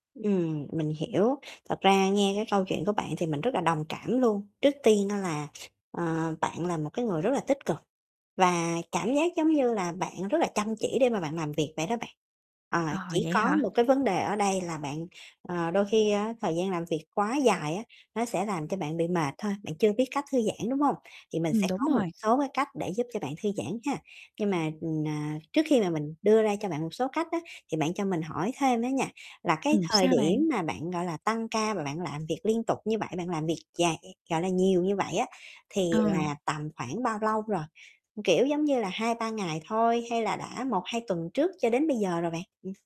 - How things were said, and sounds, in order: other background noise; distorted speech; tapping
- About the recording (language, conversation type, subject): Vietnamese, advice, Làm sao để xả căng thẳng và thư giãn sau một ngày dài?